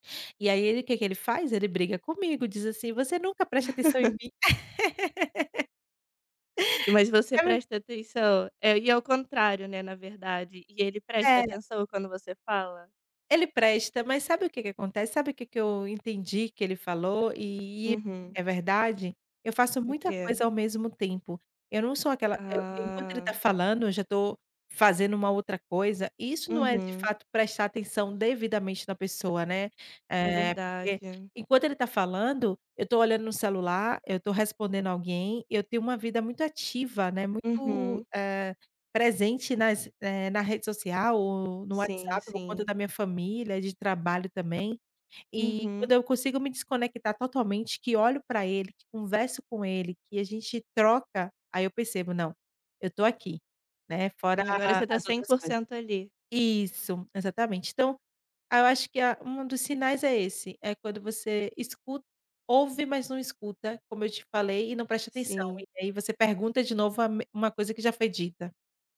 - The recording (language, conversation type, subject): Portuguese, podcast, O que torna alguém um bom ouvinte?
- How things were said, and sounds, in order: laugh; laugh; tapping